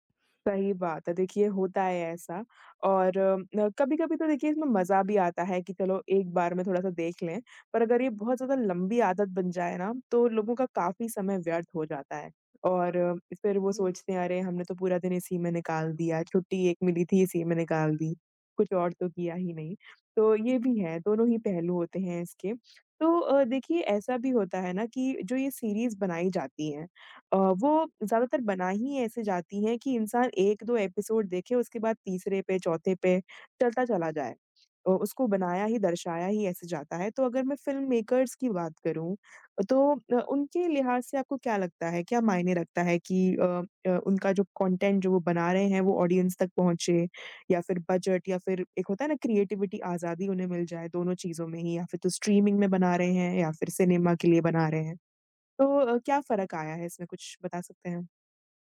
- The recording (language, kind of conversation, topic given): Hindi, podcast, स्ट्रीमिंग ने सिनेमा के अनुभव को कैसे बदला है?
- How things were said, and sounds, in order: tapping; in English: "सिरीज़"; in English: "एपिसोड"; in English: "फ़िल्मेकर्स"; in English: "कंटेन्ट"; in English: "ऑडियंस"; in English: "क्रीऐटिवटी"; in English: "स्ट्रीमिंग"